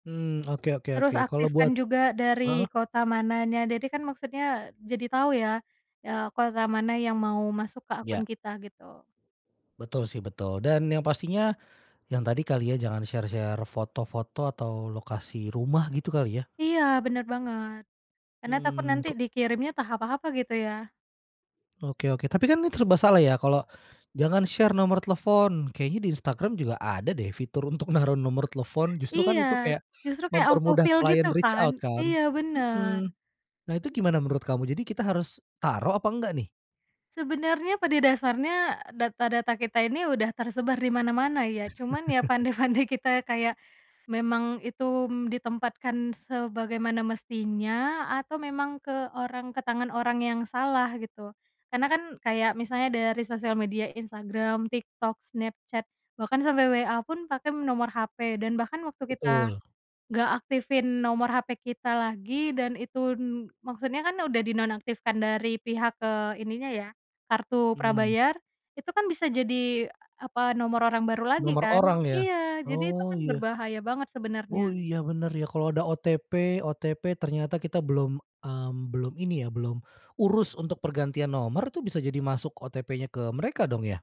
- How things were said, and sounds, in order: tapping; "entah" said as "tah"; "serba" said as "terba"; in English: "share"; laughing while speaking: "naruh"; in English: "auto fill"; in English: "reach out"; laugh; laughing while speaking: "pandai-pandai kita"
- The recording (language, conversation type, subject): Indonesian, podcast, Bagaimana cara kamu menjaga privasi saat aktif di media sosial?